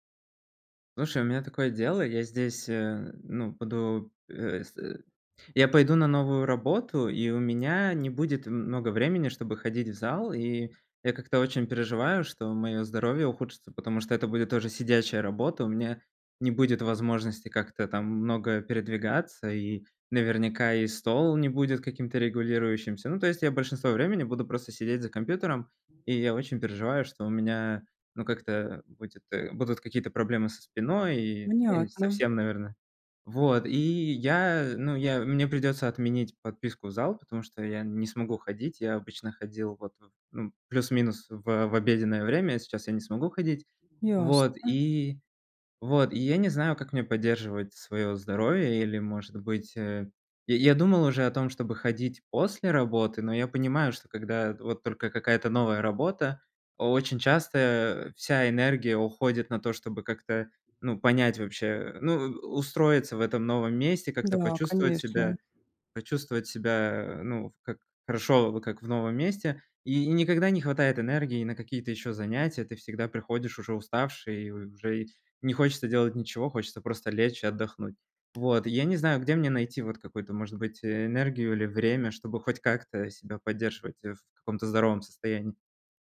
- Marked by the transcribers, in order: other background noise; tapping
- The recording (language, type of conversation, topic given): Russian, advice, Как сохранить привычку заниматься спортом при частых изменениях расписания?